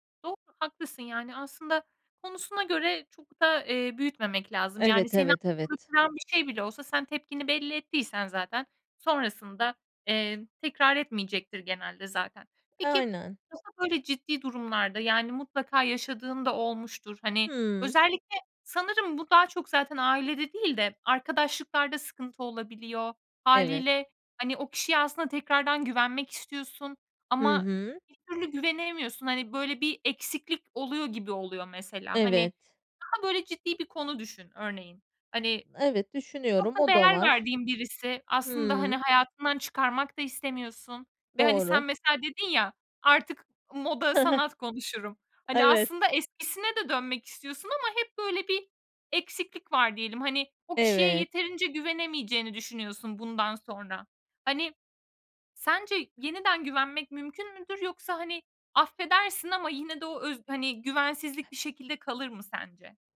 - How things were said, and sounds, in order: unintelligible speech; tapping
- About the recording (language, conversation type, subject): Turkish, podcast, Güveni yeniden kazanmak mümkün mü, nasıl olur sence?